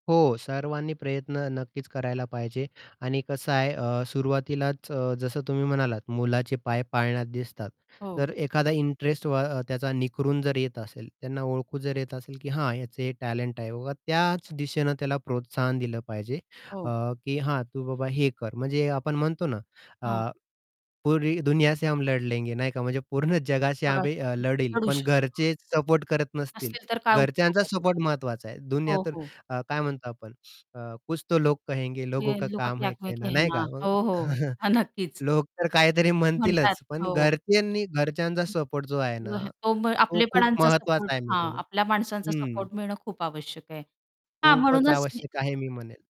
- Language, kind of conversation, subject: Marathi, podcast, तुमच्या अनुभवात करिअरची निवड करताना कुटुंबाची भूमिका कशी असते?
- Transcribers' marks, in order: other background noise; static; in Hindi: "पुरी दुनिया से हम लढ लेंगे"; distorted speech; laughing while speaking: "पूर्ण"; unintelligible speech; in Hindi: "का क्या है कहना"; in Hindi: "कुछ तो लोग कहेंगे लोगों का काम है कहना"; laughing while speaking: "ह नक्कीच"; chuckle; unintelligible speech; tapping